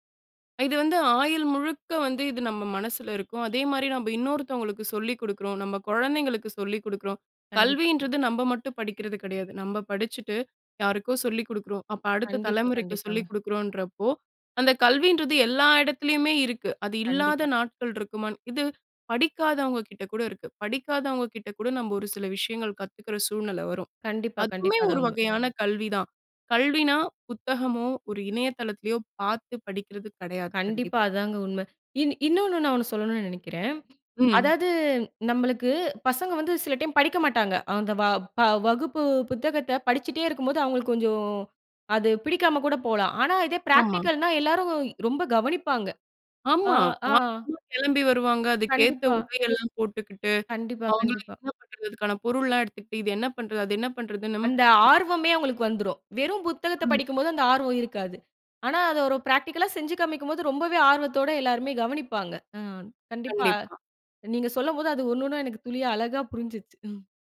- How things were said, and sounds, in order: drawn out: "கொஞ்சோம்"; in English: "பிராக்டிகல்னா"; unintelligible speech; unintelligible speech; unintelligible speech; in English: "பிராக்டிகல்லா"
- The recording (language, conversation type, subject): Tamil, podcast, நீங்கள் கல்வியை ஆயுள் முழுவதும் தொடரும் ஒரு பயணமாகக் கருதுகிறீர்களா?